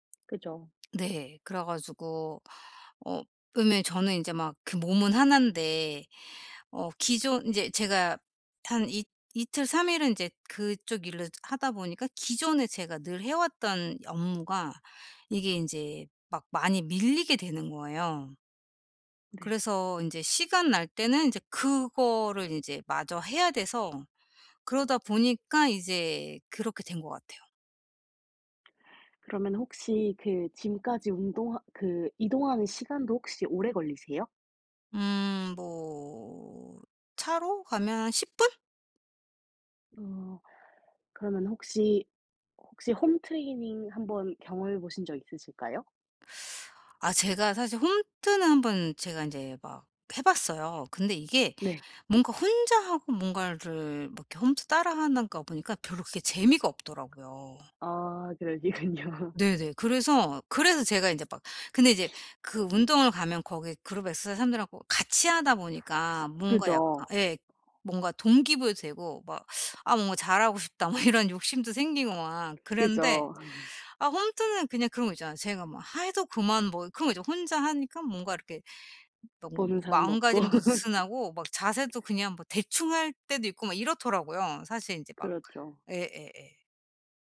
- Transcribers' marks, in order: tapping; other background noise; in English: "짐까지"; laughing while speaking: "그러시군요"; sniff; laughing while speaking: "뭐 이런"; laugh; laugh
- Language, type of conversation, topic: Korean, advice, 요즘 시간이 부족해서 좋아하는 취미를 계속하기가 어려운데, 어떻게 하면 꾸준히 유지할 수 있을까요?